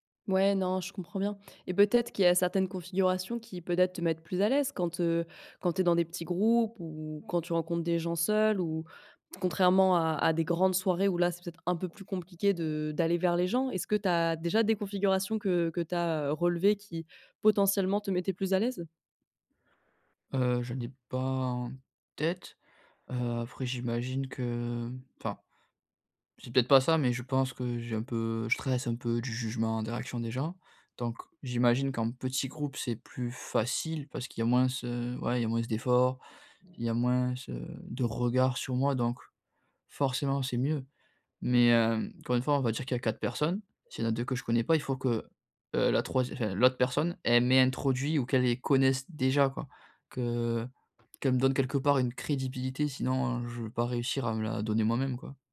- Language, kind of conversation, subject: French, advice, Comment surmonter ma timidité pour me faire des amis ?
- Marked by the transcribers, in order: other background noise; stressed: "facile"; tapping; stressed: "m'introduit"